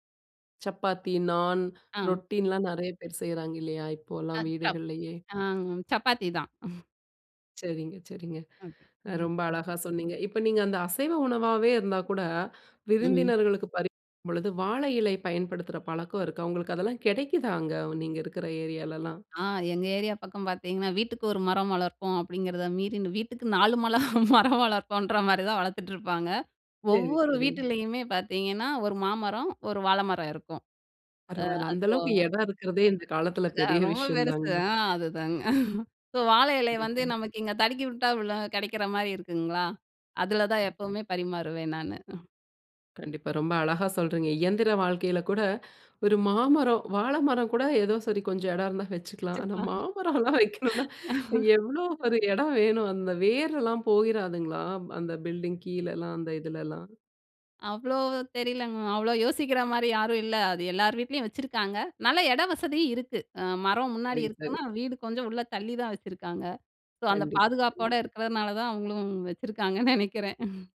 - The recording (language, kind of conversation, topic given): Tamil, podcast, விருந்தினர்களுக்கு உணவு தயாரிக்கும் போது உங்களுக்கு முக்கியமானது என்ன?
- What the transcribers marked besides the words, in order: other background noise; chuckle; laughing while speaking: "வீட்டுக்கு நாலு மல மரம் வளர்ப்போன்ற மாரி தான் வளர்த்துட்டுருப்பாங்க"; laughing while speaking: "அது ரொம்ப பெருசு ஆ, அதுதாங்க"; in English: "ஸோ"; laughing while speaking: "வச்சிருக்கலாம்"; laughing while speaking: "ஆனா மாமரம்லாம் வைக்கணும்னா, எவ்வளோ ஒரு இடம் வேணும்?"; in English: "சோ"; laughing while speaking: "நெனைக்கிறேன்"